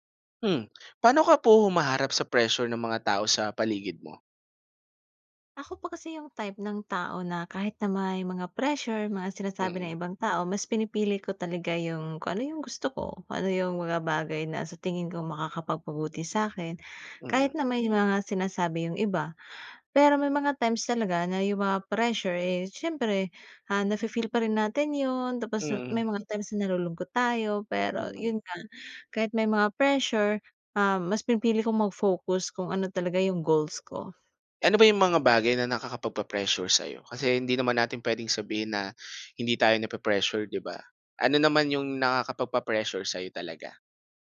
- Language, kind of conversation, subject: Filipino, podcast, Paano ka humaharap sa pressure ng mga tao sa paligid mo?
- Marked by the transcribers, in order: none